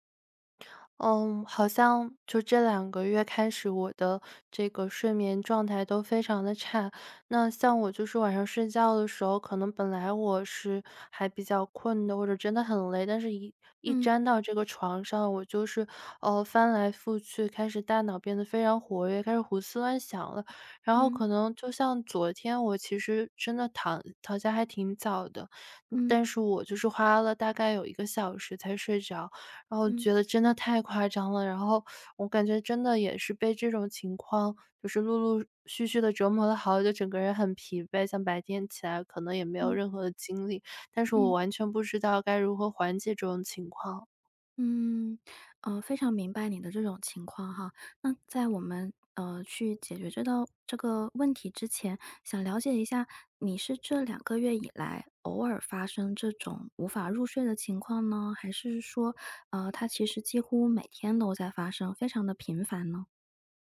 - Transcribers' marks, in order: other background noise
- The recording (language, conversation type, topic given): Chinese, advice, 夜里反复胡思乱想、无法入睡怎么办？